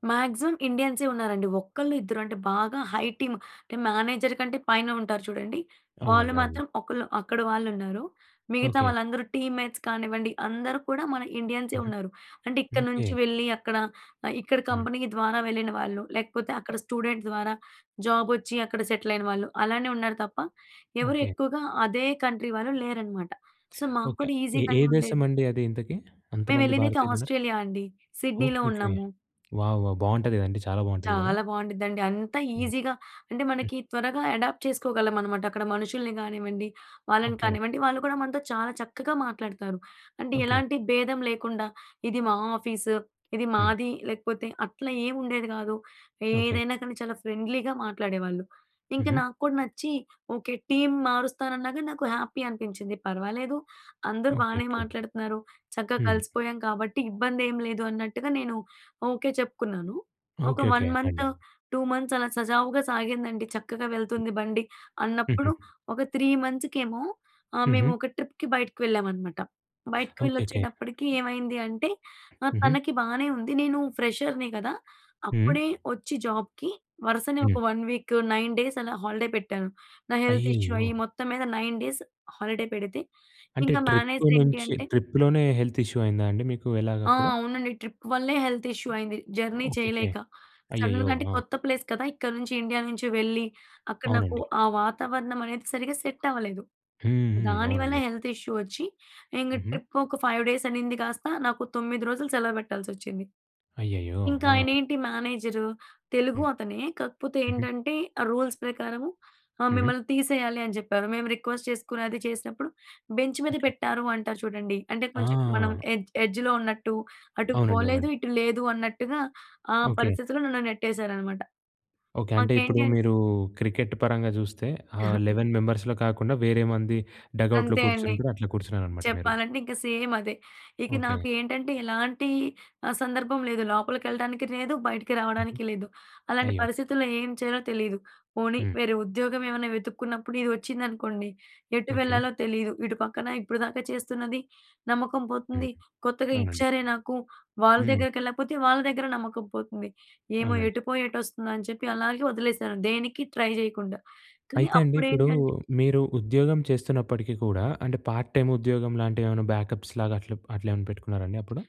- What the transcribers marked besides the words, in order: in English: "మాక్సిమం"; in English: "హై టీమ్"; in English: "టీమ్‌మేట్స్"; other background noise; in English: "స్టూడెంట్"; in English: "జాబ్"; in English: "సెటిల్"; in English: "కంట్రీ"; in English: "సో"; in English: "ఈజీ‌గానే"; in English: "వావ్! వావ్!"; in English: "ఈజీగా"; in English: "అడాప్ట్"; in English: "ఫ్రెండ్లీగా"; in English: "టీమ్"; in English: "హ్యాపీ"; other noise; in English: "వన్ మంత్, టూ మంత్స్"; in English: "త్రీ"; in English: "ట్రిప్‌కి"; in English: "ఫ్రెషర్‍ని"; in English: "జాబ్‍కి"; in English: "వన్"; in English: "నైన్ డేస్"; in English: "హాలిడే"; in English: "హెల్త్ ఇష్యూ"; in English: "నైన్ డేస్ హాలిడే"; in English: "ట్రిప్"; in English: "ట్రిప్‌లోనే హెల్త్ ఇష్యూ"; in English: "ట్రిప్"; in English: "హెల్త్ ఇష్యూ"; in English: "జర్నీ"; in English: "సడన్‌గా"; in English: "ప్లేస్"; in English: "సెట్"; tapping; in English: "హెల్త్ ఇష్యూ"; in English: "ట్రిప్"; in English: "ఫైవ్ డేస్"; in English: "రూల్స్"; in English: "రిక్వెస్ట్"; in English: "బెంచ్"; in English: "ఎడ్జ్ ఎడ్జ్‌లో"; in English: "లెవెన్ మెంబర్స్‌లో"; chuckle; in English: "డగౌట్‌లో"; in English: "సేమ్"; in English: "ట్రై"; in English: "పార్ట్ టైమ్"; in English: "బ్యాకప్స్‌లాగా"
- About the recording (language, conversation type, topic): Telugu, podcast, ఉద్యోగం కోల్పోతే మీరు ఎలా కోలుకుంటారు?